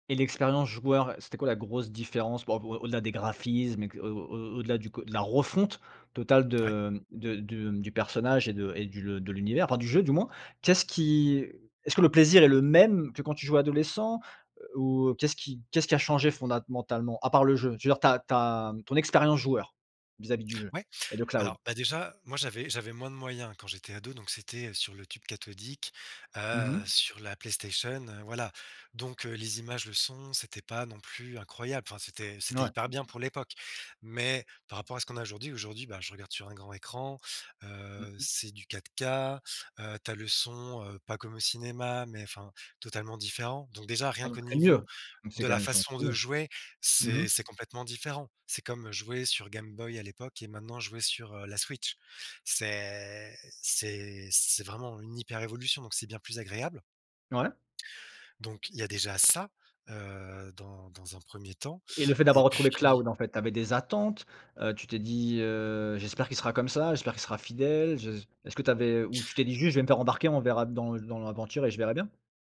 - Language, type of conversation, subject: French, podcast, Quel personnage de fiction te parle le plus, et pourquoi ?
- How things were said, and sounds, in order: stressed: "joueur"; stressed: "grosse"; stressed: "refonte"; stressed: "même"; "fondamentalement" said as "fondatmentalement"; stressed: "Mais"; tapping; stressed: "ça"